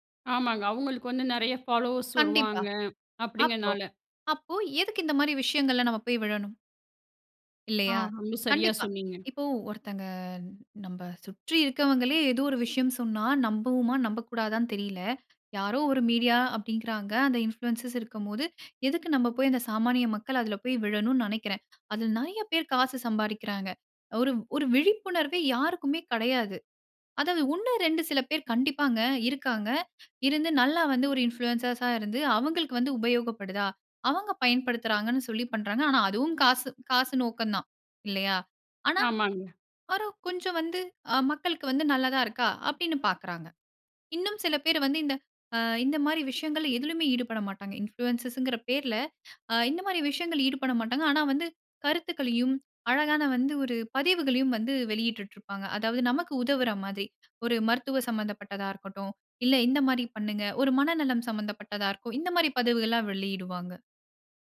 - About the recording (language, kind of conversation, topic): Tamil, podcast, ஒரு உள்ளடக்க உருவாக்குநரின் மனநலத்தைப் பற்றி நாம் எவ்வளவு வரை கவலைப்பட வேண்டும்?
- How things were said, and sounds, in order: in English: "ஃபாலோவர்ஸ்"; in English: "இன்ஃப்ளுசன்ஸ்"; in English: "இன்ஃப்ளூயன்சஸ்ஸா"; in English: "இன்ஃப்ளூயன்சஸ்ங்கிற"